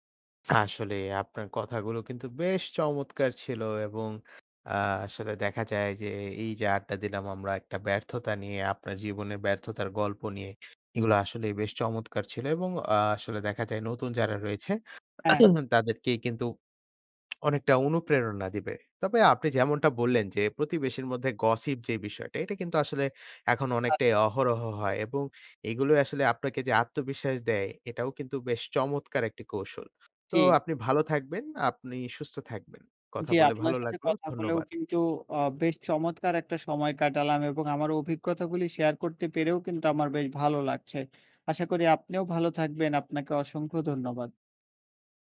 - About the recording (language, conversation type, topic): Bengali, podcast, তুমি কীভাবে ব্যর্থতা থেকে ফিরে আসো?
- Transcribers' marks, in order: cough